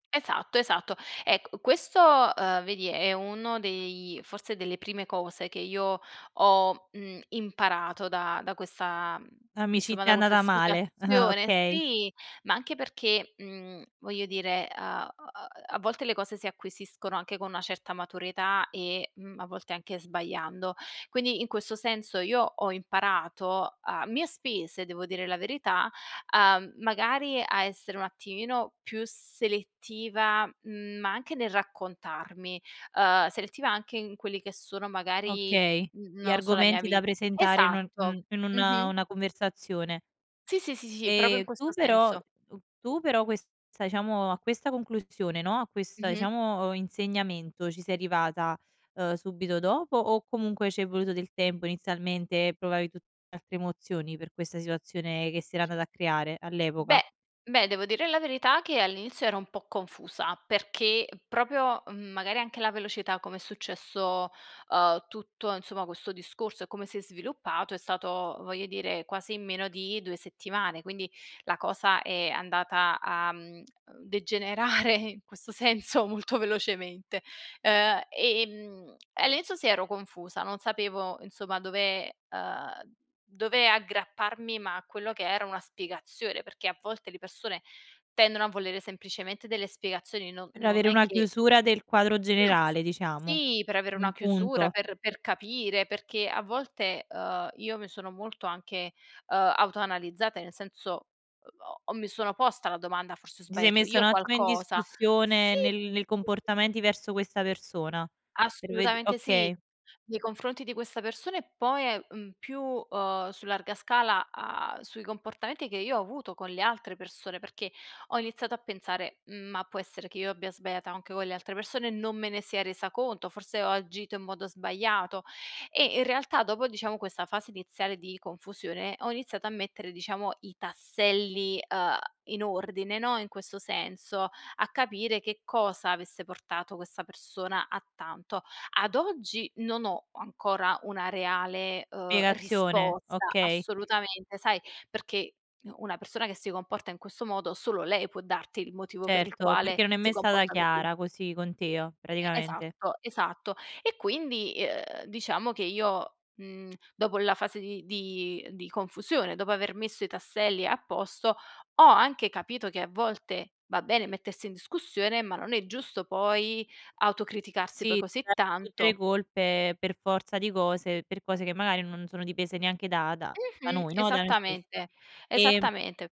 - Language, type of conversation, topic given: Italian, podcast, Come impari dalle decisioni sbagliate?
- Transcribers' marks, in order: chuckle; "proprio" said as "propio"; "proprio" said as "propio"; laughing while speaking: "degenerare in questo senso molto velocemente"; "te" said as "teo"